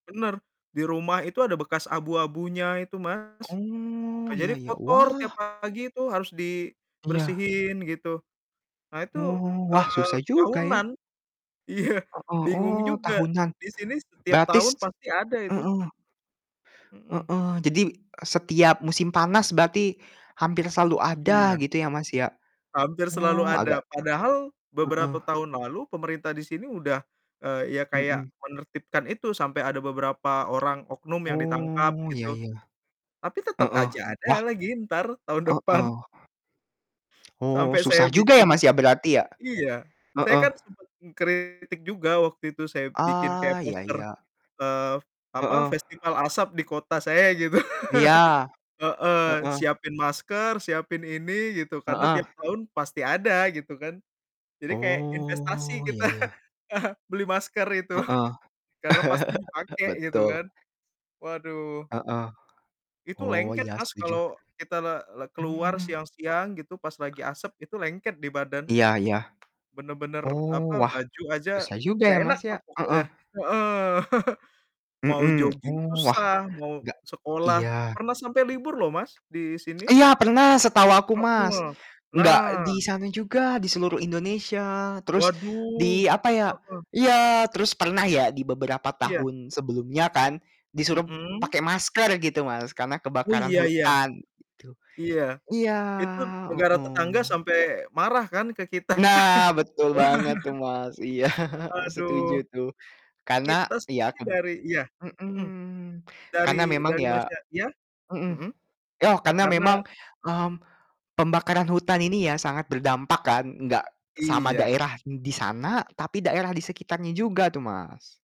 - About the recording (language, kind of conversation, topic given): Indonesian, unstructured, Apa pendapatmu tentang pembakaran hutan untuk membuka lahan?
- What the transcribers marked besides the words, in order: tapping; distorted speech; laughing while speaking: "Iya"; static; other background noise; laughing while speaking: "tahun depan"; laughing while speaking: "Sampai saya bikin"; laughing while speaking: "gitu"; chuckle; drawn out: "Oh"; chuckle; laughing while speaking: "itu"; laugh; chuckle; laughing while speaking: "gitu"; laugh; laughing while speaking: "Iya"